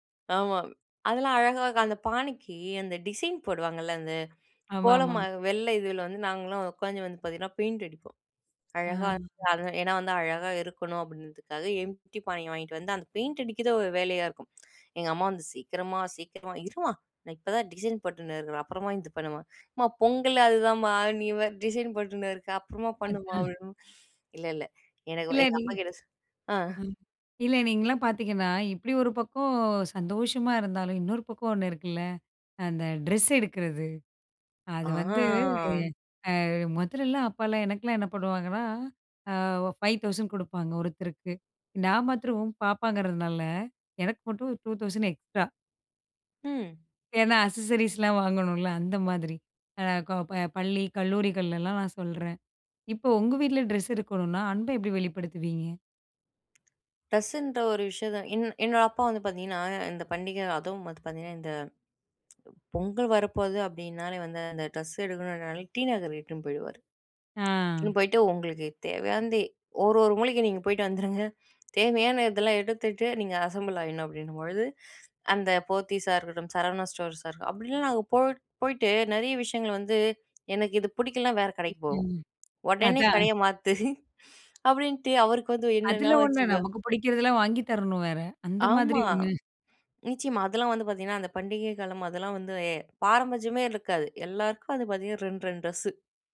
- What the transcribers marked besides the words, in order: drawn out: "ஆம்"; in English: "அசசரீஸ்"; tapping; in English: "அசெம்பிள்"; other background noise; chuckle
- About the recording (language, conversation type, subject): Tamil, podcast, பண்டிகைகள் அன்பை வெளிப்படுத்த உதவுகிறதா?